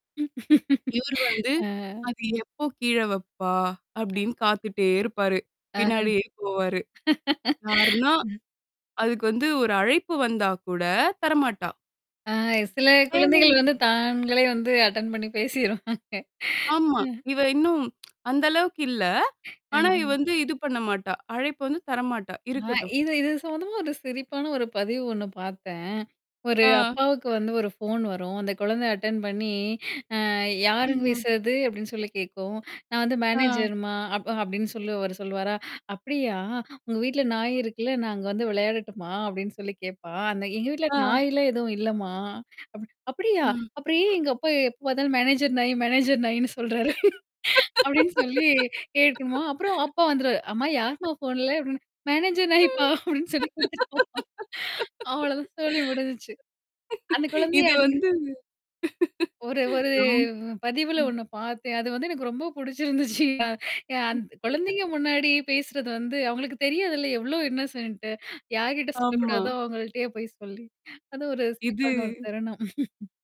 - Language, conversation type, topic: Tamil, podcast, அந்த நபரை நினைத்து இன்னும் சிரிப்பு வரும் ஒரு தருணத்தை சொல்ல முடியுமா?
- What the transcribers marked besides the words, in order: laughing while speaking: "ஆ"; distorted speech; laughing while speaking: "அ"; mechanical hum; static; unintelligible speech; in English: "அட்டெண்ட்"; laughing while speaking: "பேசிருவாங்க, அ"; tapping; other background noise; in English: "ஃபோன்"; in English: "அட்டெண்ட்"; "பேசுறது" said as "வீசறது"; in English: "மேனேஜர்மா"; in English: "மேனேஜர்"; in English: "மேனேஜர்"; laugh; chuckle; other noise; in English: "ஃபோன்ல?"; laughing while speaking: "மேனேஜர் நாய்ப்பா அப்டின்னு சொல்லி குடுத்துட்டுப்போ"; in English: "மேனேஜர்"; laughing while speaking: "இது வந்து, ரொம் ம்"; drawn out: "ஒரு"; laughing while speaking: "அது வந்து எனக்கு ரொம்ப பிடிச்சிருந்துச்சுயா! … சிரிப்பான ஒரு தருணம்"; laugh; in English: "இன்னோசென்ட்"; drawn out: "ஆமா"; drawn out: "இது"